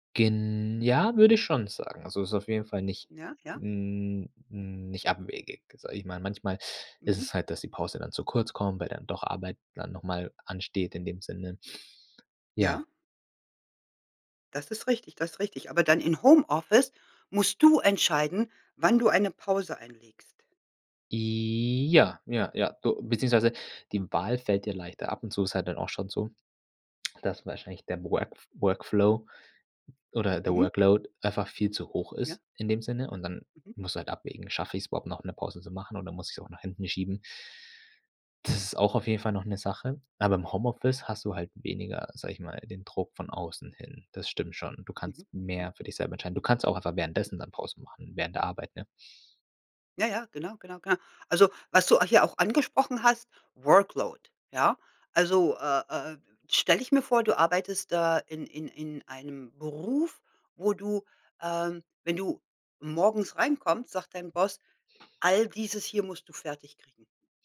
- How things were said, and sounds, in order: drawn out: "Ja"; in English: "Workflow"; in English: "Workload"; in English: "Workload"; other background noise
- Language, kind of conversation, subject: German, podcast, Wie gönnst du dir eine Pause ohne Schuldgefühle?